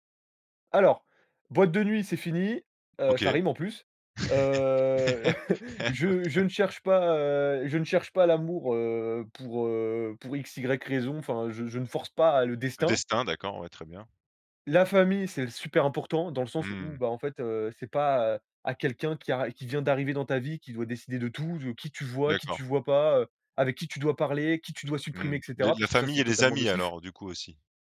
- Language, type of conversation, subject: French, podcast, As-tu déjà perdu quelque chose qui t’a finalement apporté autre chose ?
- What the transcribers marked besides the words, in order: drawn out: "Heu"; chuckle; laughing while speaking: "OK"; tapping